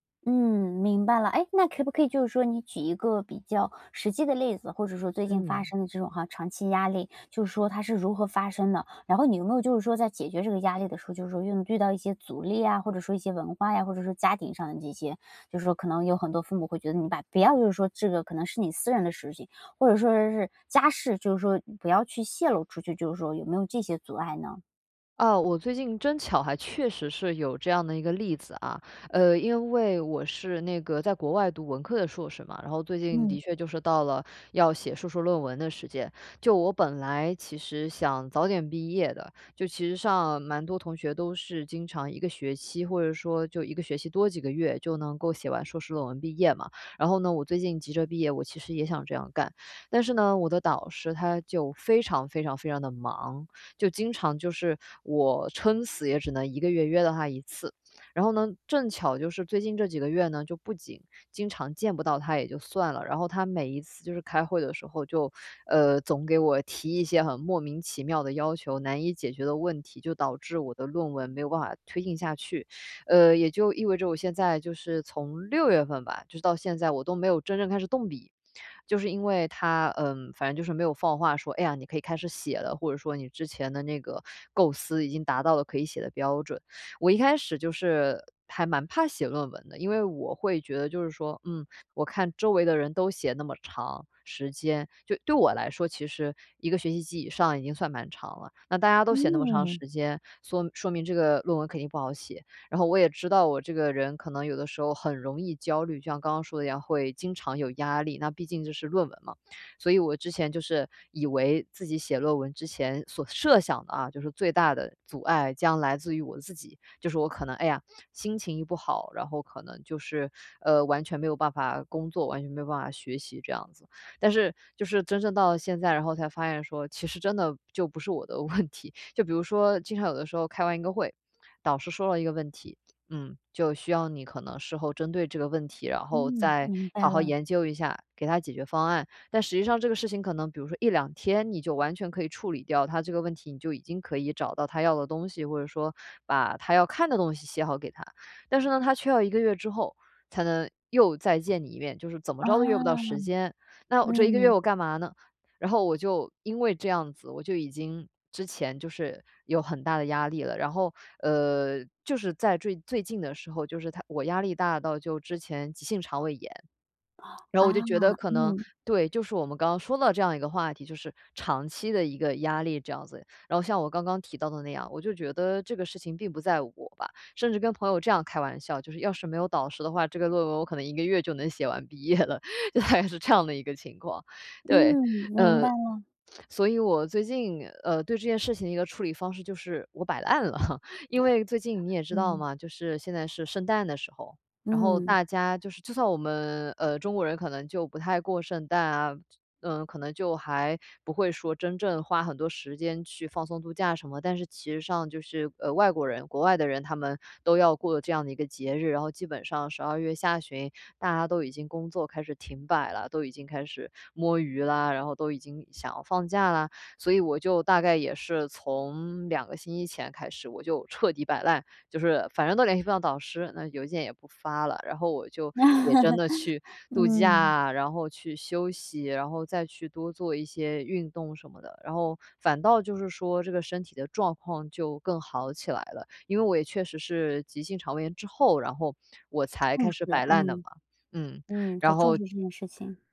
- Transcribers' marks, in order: "遇" said as "运"; stressed: "家事"; other noise; "说" said as "缩"; other background noise; stressed: "设想"; laughing while speaking: "问题"; "最" said as "坠"; inhale; swallow; joyful: "就能写完毕业了"; laugh; laughing while speaking: "就大概是这样的一个情况"; sigh; joyful: "我摆烂了"; chuckle; laugh
- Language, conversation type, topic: Chinese, podcast, 如何应对长期压力？